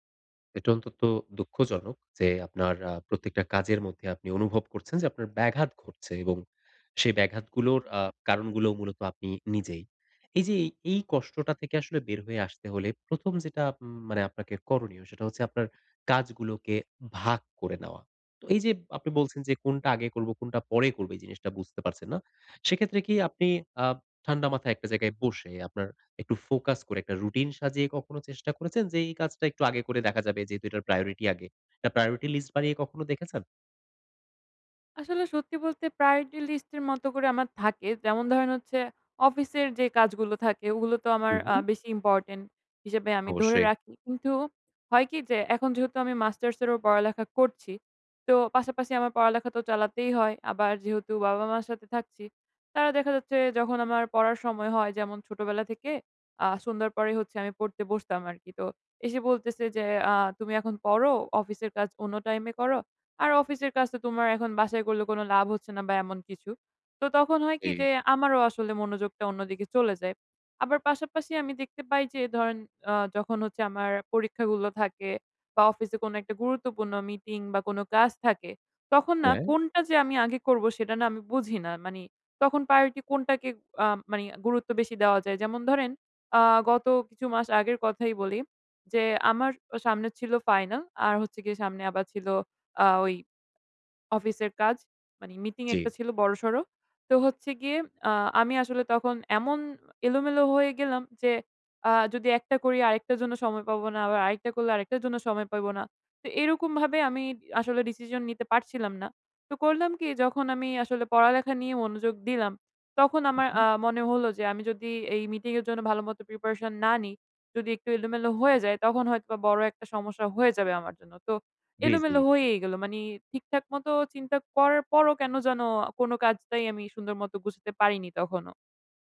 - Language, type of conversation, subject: Bengali, advice, একাধিক কাজ একসঙ্গে করতে গিয়ে কেন মনোযোগ হারিয়ে ফেলেন?
- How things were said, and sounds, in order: in English: "ফোকাস"; in English: "প্রায়োরিটি"; in English: "প্রায়োরিটি লিস্ট"; "গুছাতে" said as "গুছতে"